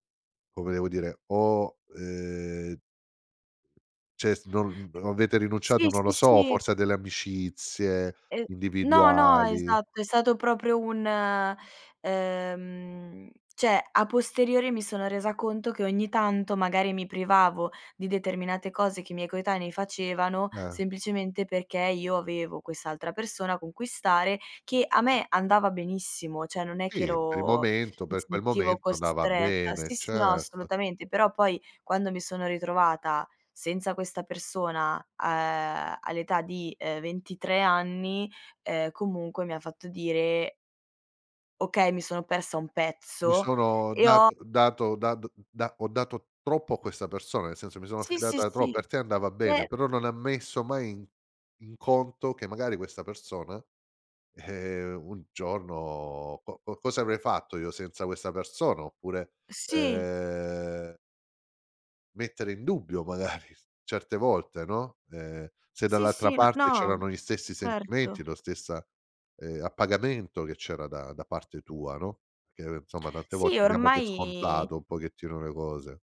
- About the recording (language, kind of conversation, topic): Italian, advice, Come posso gestire l’ansia nel cercare una nuova relazione dopo una rottura?
- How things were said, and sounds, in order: "Cioè" said as "Ceh"; "cioè" said as "ceh"; "cioè" said as "ceh"; laughing while speaking: "magari"; "insomma" said as "nsomma"